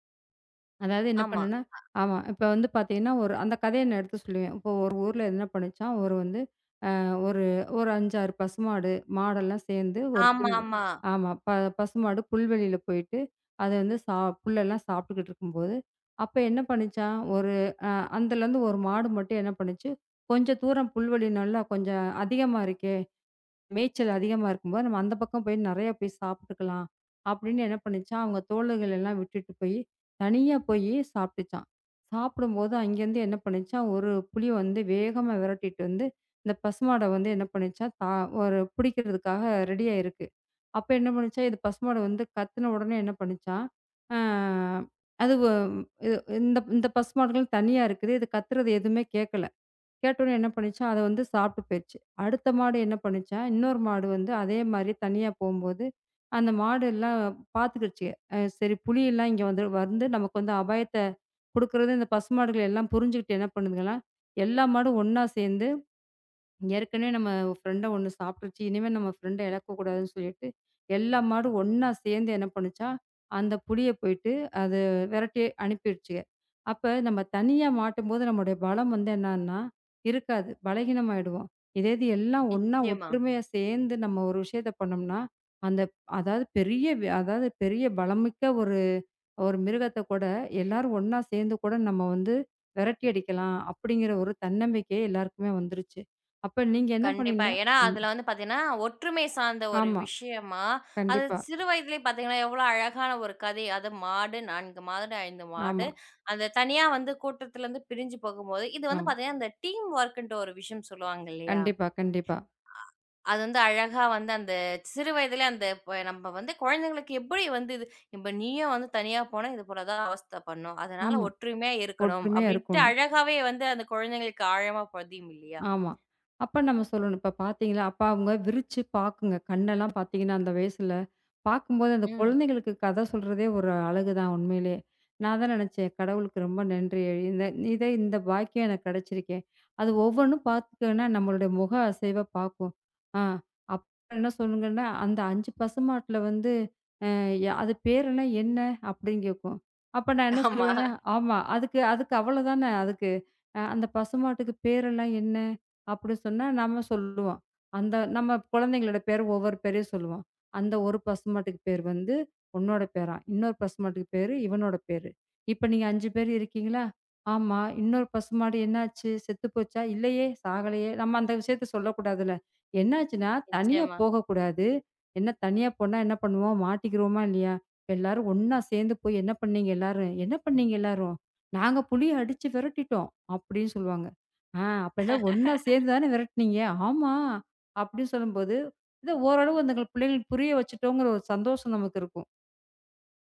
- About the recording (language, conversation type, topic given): Tamil, podcast, கதையை நீங்கள் எப்படி தொடங்குவீர்கள்?
- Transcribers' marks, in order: drawn out: "ஆ"; in English: "டீம் வொர்க்ன்ட்டு"; laughing while speaking: "ஆமா"; laugh